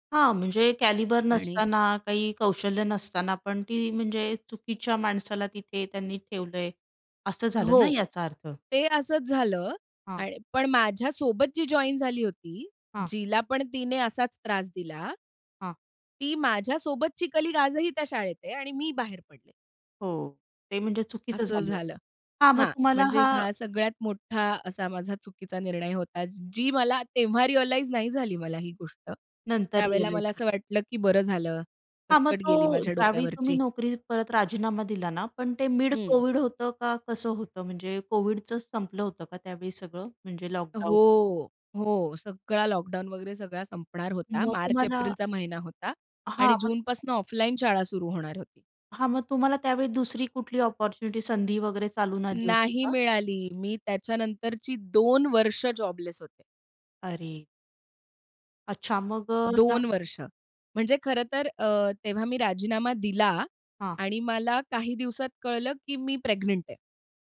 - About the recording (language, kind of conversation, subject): Marathi, podcast, एखाद्या निर्णयाबद्दल पश्चात्ताप वाटत असेल, तर पुढे तुम्ही काय कराल?
- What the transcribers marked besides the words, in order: other background noise; in English: "कॅलिबर"; other noise; in English: "कलीग"; in English: "रिअलाइझ"; in English: "रिअलाईज"; tapping; in English: "अपॉर्च्युनिटी"; sad: "अरे!"